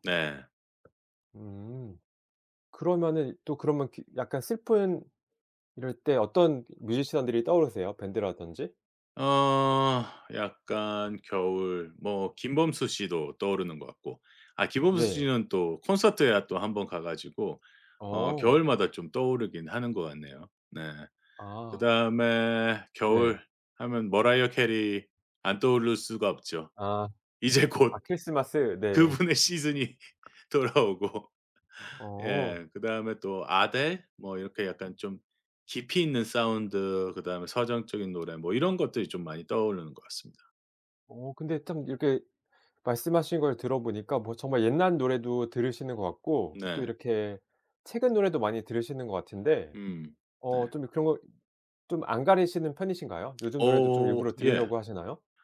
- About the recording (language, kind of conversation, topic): Korean, podcast, 계절마다 떠오르는 노래가 있으신가요?
- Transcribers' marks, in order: tapping; laughing while speaking: "이제 곧 그분의 시즌이 돌아오고"; laughing while speaking: "네"